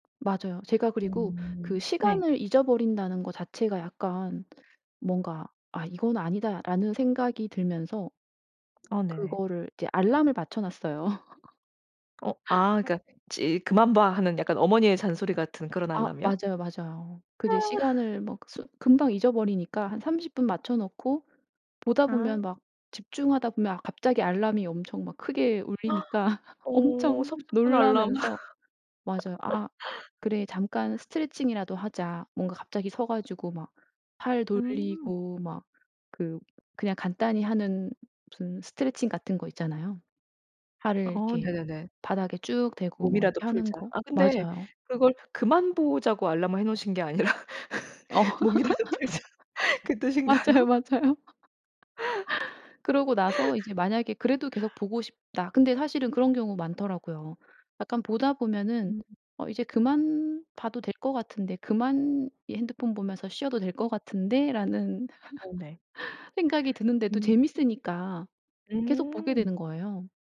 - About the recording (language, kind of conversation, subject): Korean, podcast, 휴식할 때 스마트폰을 어떻게 사용하시나요?
- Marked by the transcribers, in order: laugh; laughing while speaking: "아"; tapping; gasp; laughing while speaking: "울리니까"; laugh; laugh; other background noise; laughing while speaking: "아니라 몸이라도 풀자. 그 뜻인가요?"; laugh; laughing while speaking: "맞아요, 맞아요"; laugh; laugh; laugh